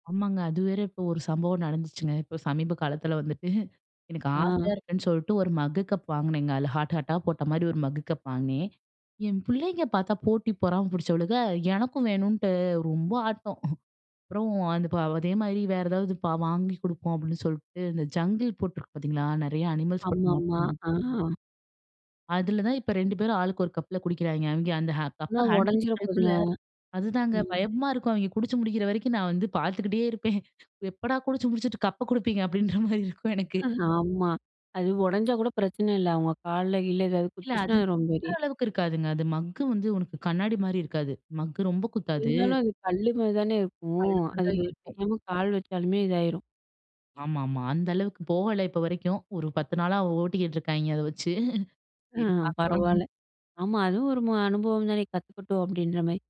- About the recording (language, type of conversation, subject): Tamil, podcast, உங்களுக்கு காப்பி பிடிக்குமா, தேநீர் பிடிக்குமா—ஏன்?
- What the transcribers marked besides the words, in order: laughing while speaking: "வந்துட்டு"; chuckle; in English: "ஜங்கிள்"; in English: "அனிமல்ஸ்"; in English: "ஹேண்டில்"; laughing while speaking: "இருப்பேன்"; laughing while speaking: "அப்பிடீன்ற மாரி இருக்கும் எனக்கு"; chuckle; unintelligible speech; laughing while speaking: "அத வச்சு"